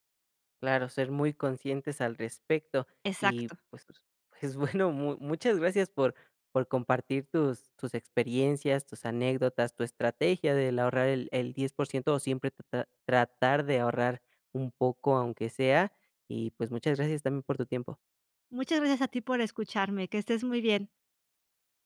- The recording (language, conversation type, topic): Spanish, podcast, ¿Cómo decides entre disfrutar hoy o ahorrar para el futuro?
- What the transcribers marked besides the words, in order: unintelligible speech; laughing while speaking: "bueno"